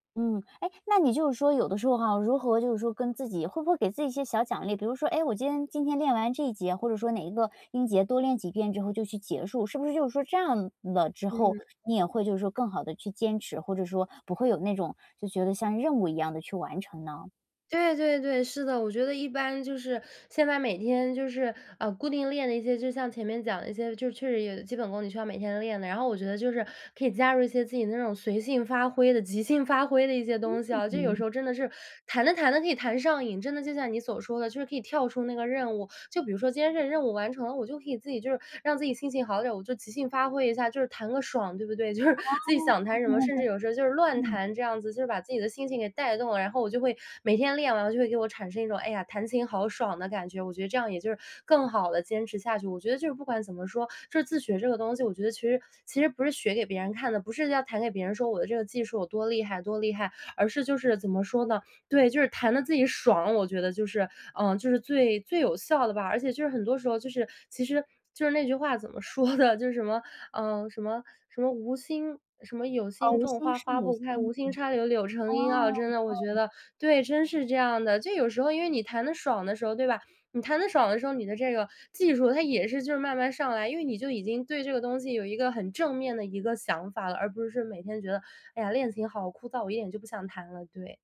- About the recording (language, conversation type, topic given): Chinese, podcast, 自学时如何保持动力？
- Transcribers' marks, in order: laughing while speaking: "就是"; laughing while speaking: "说的？"